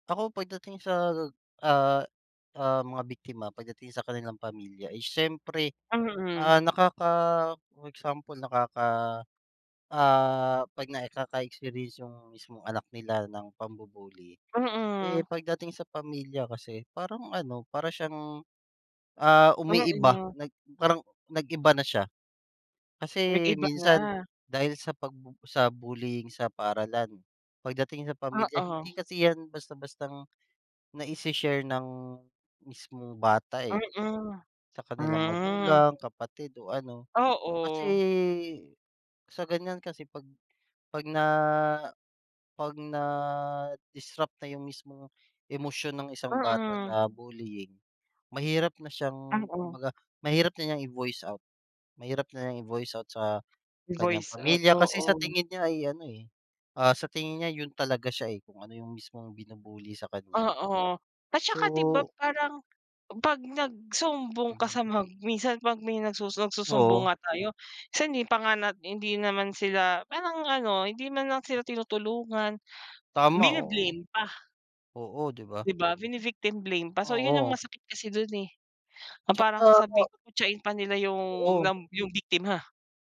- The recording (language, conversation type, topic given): Filipino, unstructured, Ano ang masasabi mo tungkol sa problema ng pambu-bully sa mga paaralan?
- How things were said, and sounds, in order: none